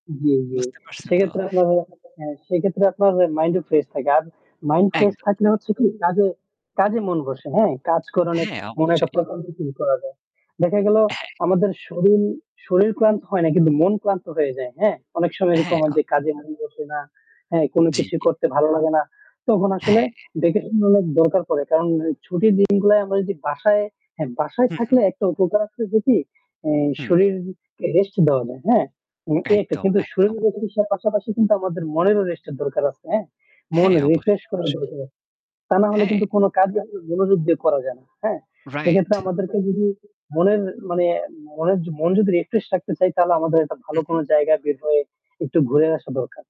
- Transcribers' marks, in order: static; other background noise; distorted speech; unintelligible speech; "মনে" said as "গনে"; "শরীর" said as "শরীল"
- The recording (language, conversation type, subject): Bengali, unstructured, ছুটির দিনে আপনি কোনটি বেছে নেবেন: বাড়িতে থাকা, না বাইরে ঘুরতে যাওয়া?